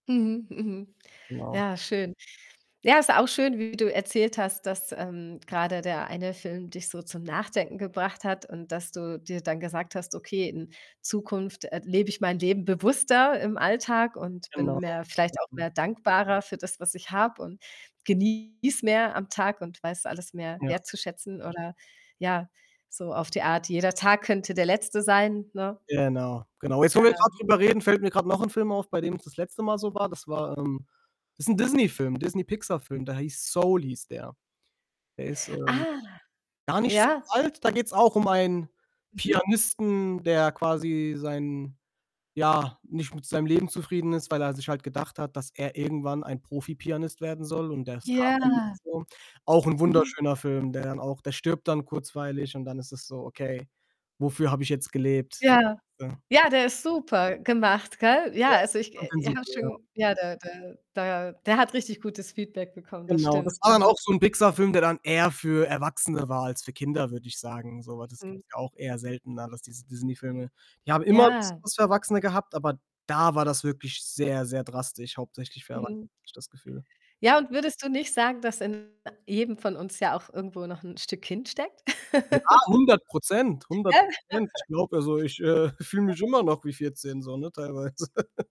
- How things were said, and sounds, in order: other background noise; distorted speech; unintelligible speech; laughing while speaking: "äh"; chuckle; unintelligible speech; laugh; laughing while speaking: "teilweise"; chuckle
- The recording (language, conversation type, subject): German, podcast, Welcher Film hat dich besonders bewegt?